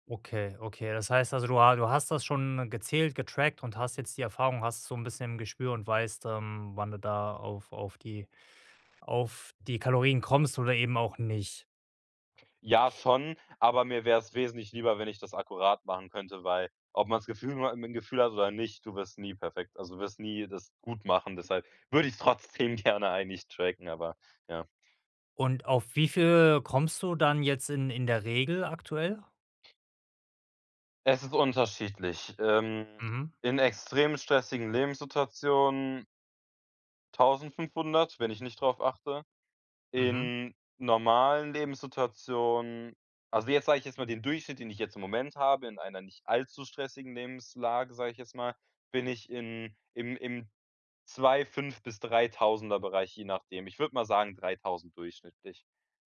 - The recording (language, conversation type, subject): German, advice, Woran erkenne ich, ob ich wirklich Hunger habe oder nur Appetit?
- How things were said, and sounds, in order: laughing while speaking: "gerne"